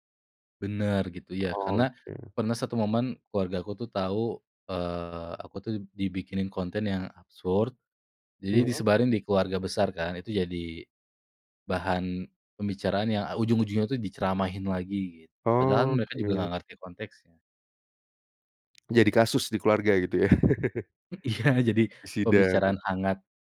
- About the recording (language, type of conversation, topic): Indonesian, podcast, Pernah nggak kamu ikutan tren meski nggak sreg, kenapa?
- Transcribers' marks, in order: other background noise; chuckle; laughing while speaking: "Iya"